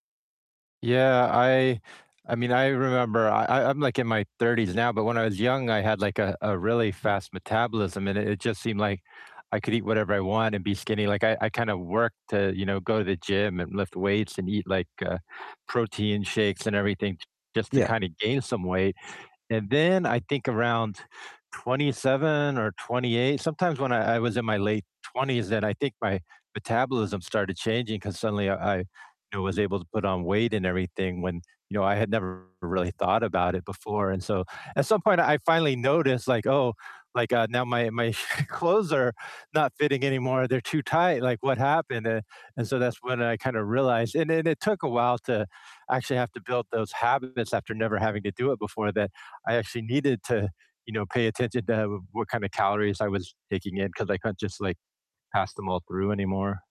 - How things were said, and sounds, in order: tapping; other background noise; distorted speech; laughing while speaking: "clothes"
- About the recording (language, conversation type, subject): English, unstructured, What’s your opinion on fast food’s impact on health?